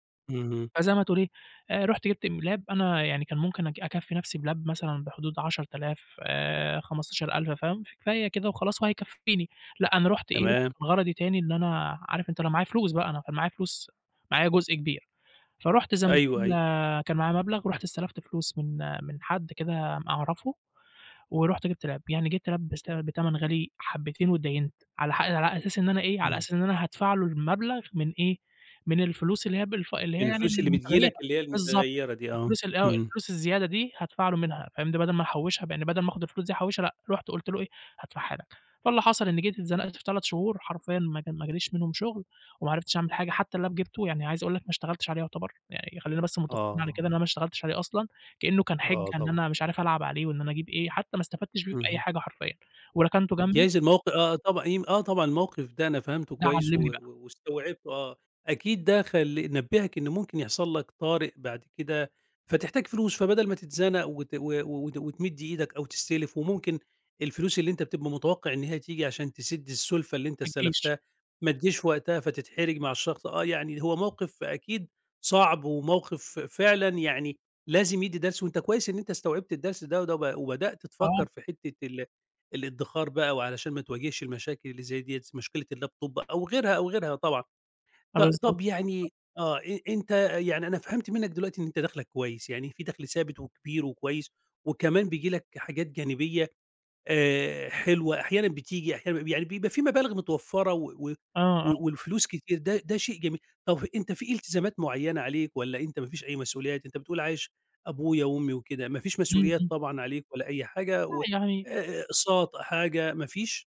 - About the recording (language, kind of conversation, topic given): Arabic, advice, إزاي أبدأ أدخر للطوارئ وأنا قلقان من مصاريف ممكن تطلع فجأة؟
- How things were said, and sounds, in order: in English: "Lap"; in English: "بLap"; other background noise; in English: "Lap"; in English: "Lap"; tapping; in English: "الLap"; in English: "الLaptop"